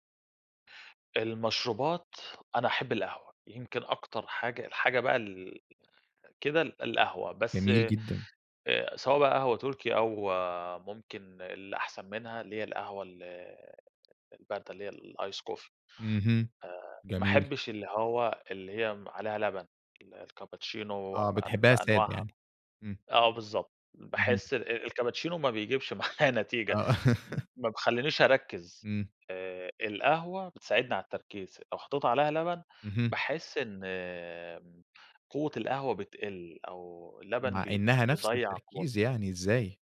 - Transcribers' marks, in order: in English: "الice coffee"; chuckle; laugh
- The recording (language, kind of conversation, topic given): Arabic, podcast, إيه أسهل طريقة تخلّيك تركز وإنت بتذاكر؟